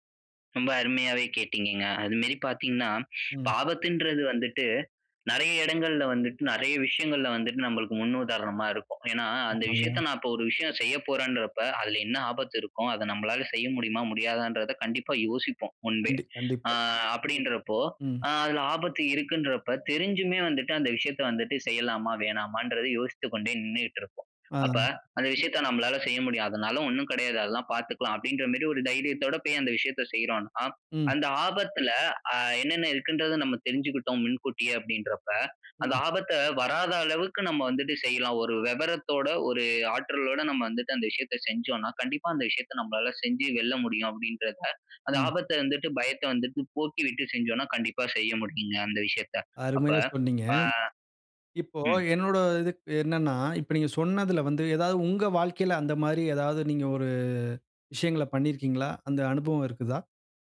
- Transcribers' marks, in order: trusting: "அந்த விஷயத்த நம்மளால செய்ய முடியும். அதனால ஒண்ணும் கிடையாது அதெல்லாம் பாத்துக்கலாம்"; other noise
- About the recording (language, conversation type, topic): Tamil, podcast, ஆபத்தை எவ்வளவு ஏற்க வேண்டும் என்று நீங்கள் எப்படி தீர்மானிப்பீர்கள்?